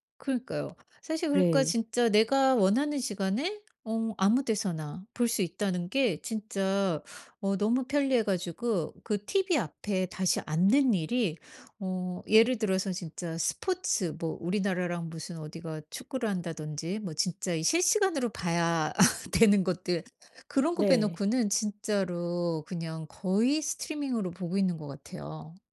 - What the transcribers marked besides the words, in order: tapping; laugh; in English: "스트리밍으로"
- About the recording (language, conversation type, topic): Korean, podcast, 넷플릭스 같은 스트리밍 서비스가 TV 시청 방식을 어떻게 바꿨다고 생각하시나요?